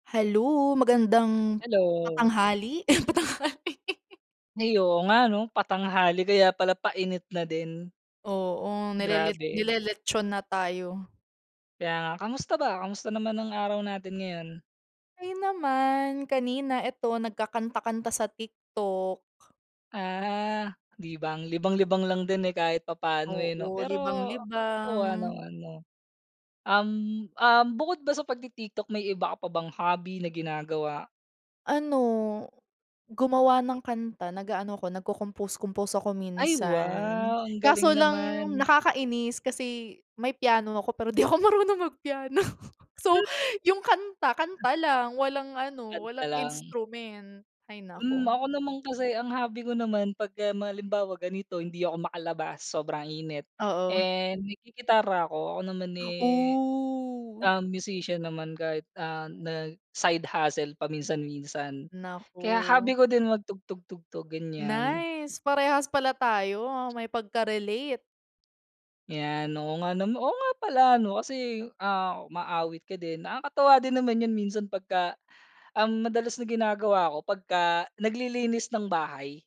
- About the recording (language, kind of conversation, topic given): Filipino, unstructured, Paano mo ipapaliwanag sa iba na gusto mo nang tigilan ang isang libangan?
- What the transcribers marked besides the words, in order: laughing while speaking: "patanghali"; tapping; laughing while speaking: "ako marunong mag piano"; other background noise; drawn out: "Oh"